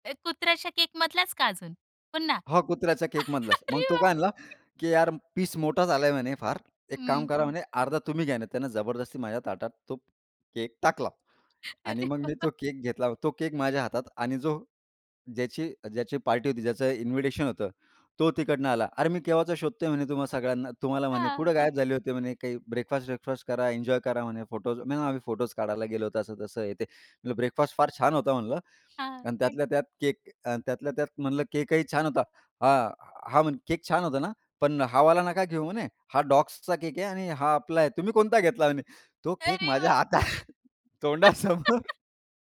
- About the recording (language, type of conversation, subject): Marathi, podcast, कधी तुम्हाला एखाद्या ठिकाणी अचानक विचित्र किंवा वेगळं वाटलं आहे का?
- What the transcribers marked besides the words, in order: chuckle; laughing while speaking: "अरे, बापरे!"; tapping; laughing while speaking: "अरे बा"; laughing while speaking: "अरे बाप"; laughing while speaking: "हातात तोंडासमोर"; chuckle; laugh